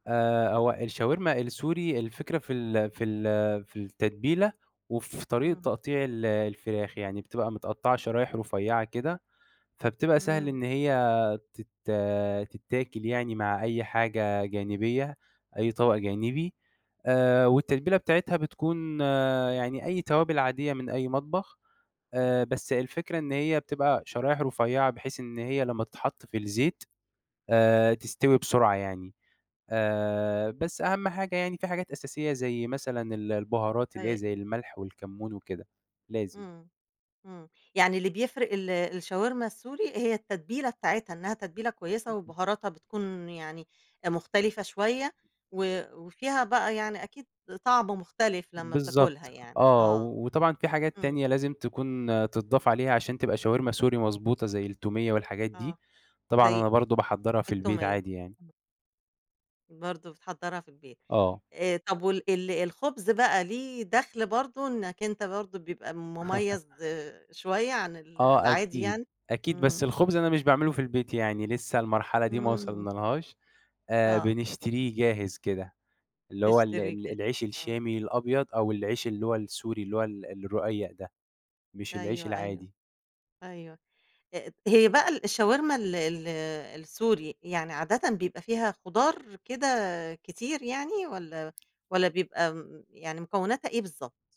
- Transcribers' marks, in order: unintelligible speech; tapping; laugh
- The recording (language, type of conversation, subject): Arabic, podcast, إيه أكتر أكلة بتهديك لما تبقى زعلان؟